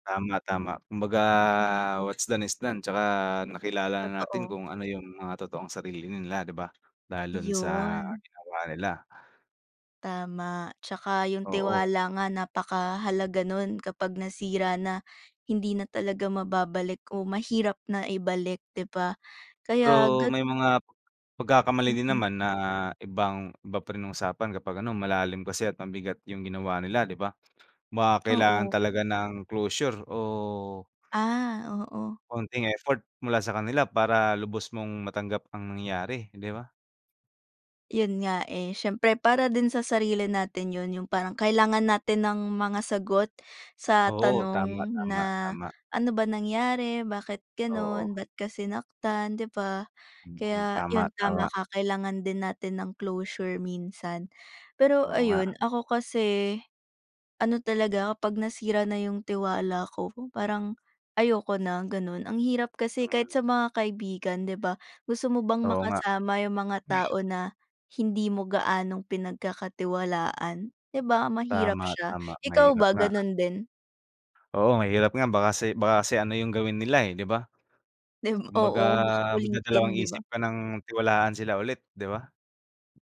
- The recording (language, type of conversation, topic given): Filipino, unstructured, Ano ang pananaw mo tungkol sa pagpapatawad sa mga nagkasala?
- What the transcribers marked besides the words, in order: in English: "what's done is done"